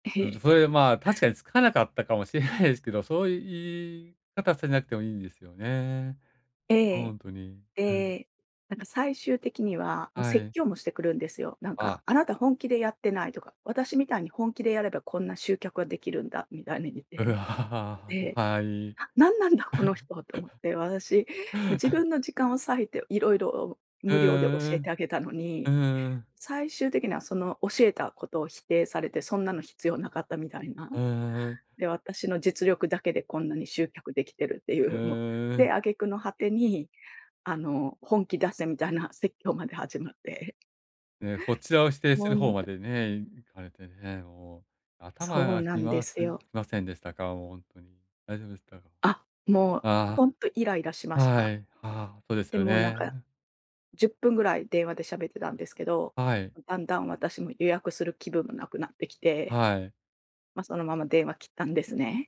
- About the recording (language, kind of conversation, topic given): Japanese, advice, 自己肯定感を保ちながら、グループで自分の意見を上手に主張するにはどうすればよいですか？
- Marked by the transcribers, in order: laughing while speaking: "かもしれないですけど"; laugh; throat clearing